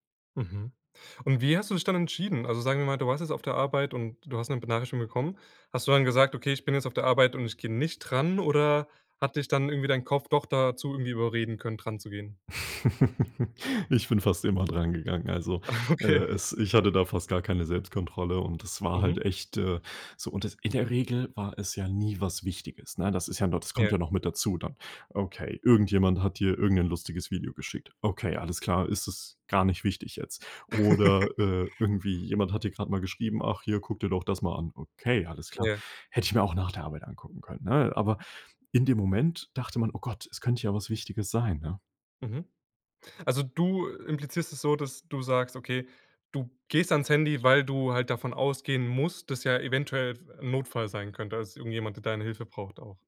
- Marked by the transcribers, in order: chuckle; laughing while speaking: "Ah, okay"; laugh
- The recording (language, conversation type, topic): German, podcast, Wie gehst du mit ständigen Benachrichtigungen um?